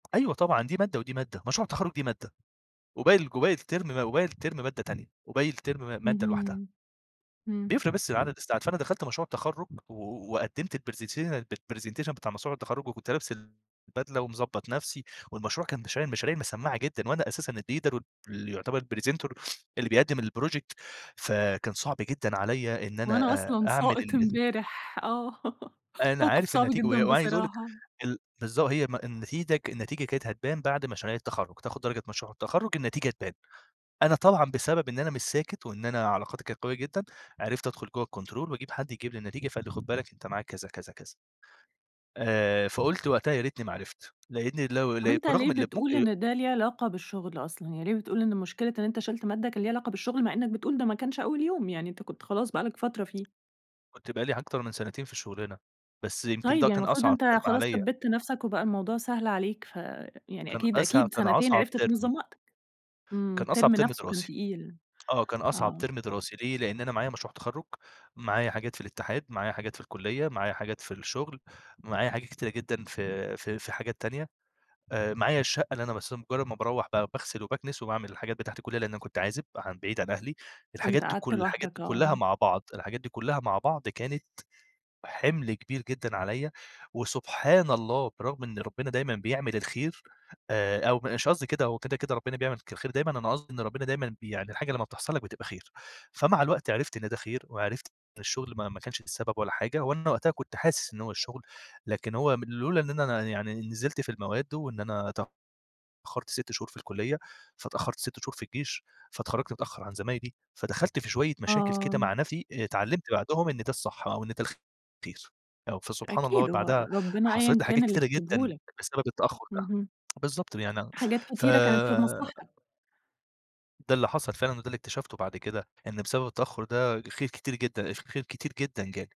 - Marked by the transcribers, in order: tapping; in English: "الترم"; in English: "الترم"; in English: "الترم"; in English: "presettiation الpresentation"; "الpresentation" said as "presettiation"; in English: "الleader"; in English: "presenter"; in English: "الproject"; laugh; "النتيجة" said as "النتيدة"; in English: "الكنترول"; unintelligible speech; in English: "ترم"; in English: "ترم"; in English: "ترم"; in English: "الترم"; in English: "ترم"; tsk; other background noise
- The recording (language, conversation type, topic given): Arabic, podcast, إيه اللي حصل في أول يوم ليك في شغلك الأول؟